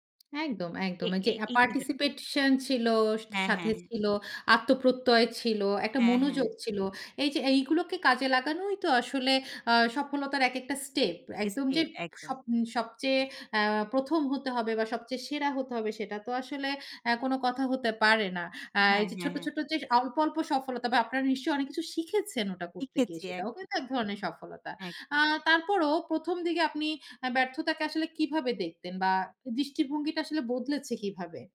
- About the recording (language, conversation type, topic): Bengali, podcast, ব্যর্থতাকে শেখার প্রক্রিয়ার অংশ হিসেবে গ্রহণ করার জন্য আপনার কৌশল কী?
- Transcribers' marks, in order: "পার্টিসিপেশন" said as "পার্টিসিপেটশন"; unintelligible speech